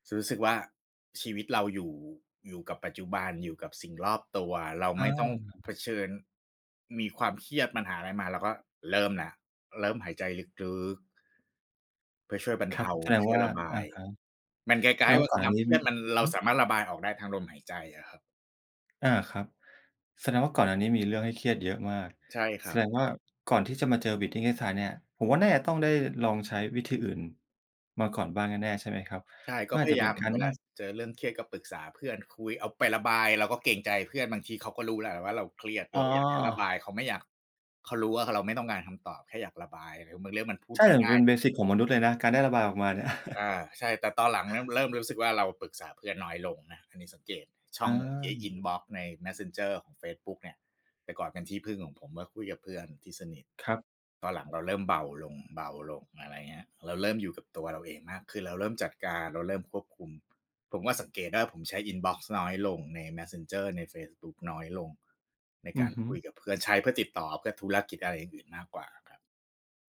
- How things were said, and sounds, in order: other background noise; "คล้าย ๆ" said as "ก๊าย ๆ"; in English: "Breathing Exercise"; tapping; chuckle
- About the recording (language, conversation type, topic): Thai, podcast, คุณจัดการความเครียดในชีวิตประจำวันอย่างไร?